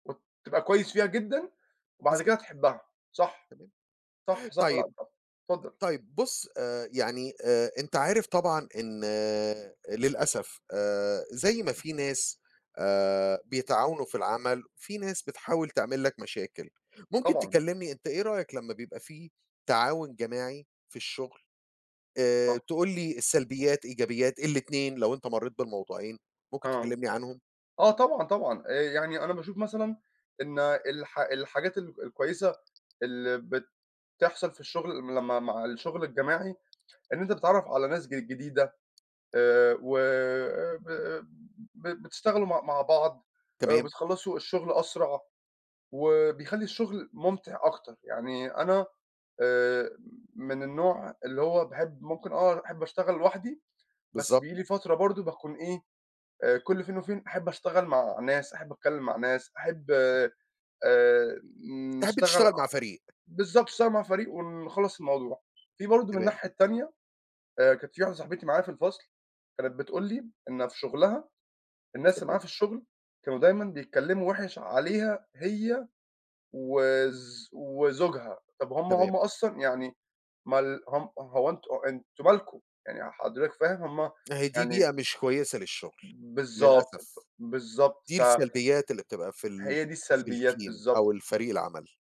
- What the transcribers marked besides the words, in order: other noise; other background noise; tapping; in English: "الteam"
- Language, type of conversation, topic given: Arabic, unstructured, إيه اللي بيخليك تحس بالسعادة في شغلك؟